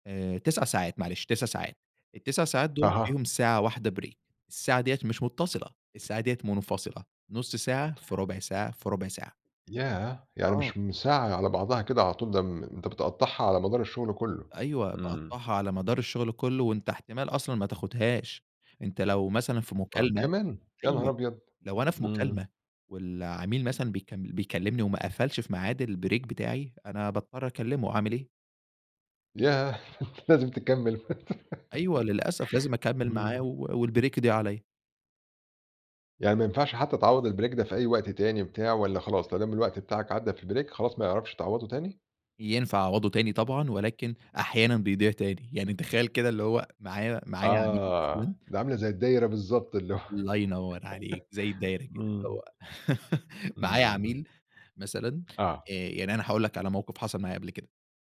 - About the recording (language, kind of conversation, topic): Arabic, podcast, إزاي تقدر تقول «لأ» لطلبات شغل زيادة من غير ما تحرج حد؟
- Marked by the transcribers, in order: in English: "break"; tapping; in English: "الbreak"; laughing while speaking: "أنت لازم تكَمل"; laugh; in English: "والbreak"; in English: "الbreak"; in English: "الbreak"; laughing while speaking: "اللي هو"; laugh